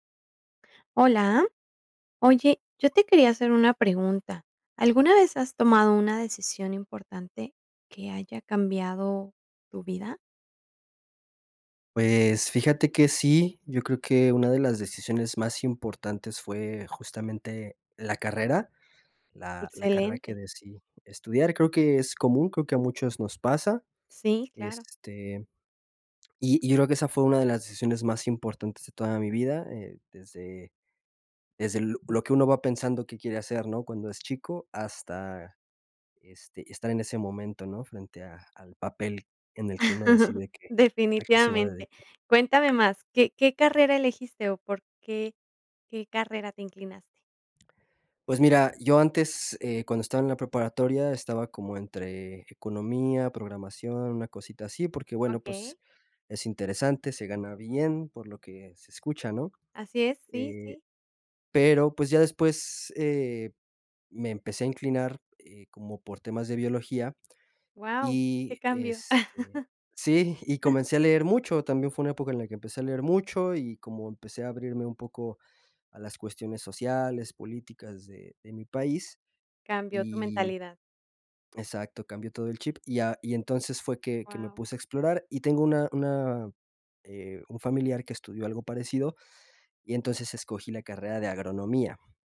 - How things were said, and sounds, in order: chuckle; other background noise; giggle; chuckle; giggle
- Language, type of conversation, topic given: Spanish, podcast, ¿Qué decisión cambió tu vida?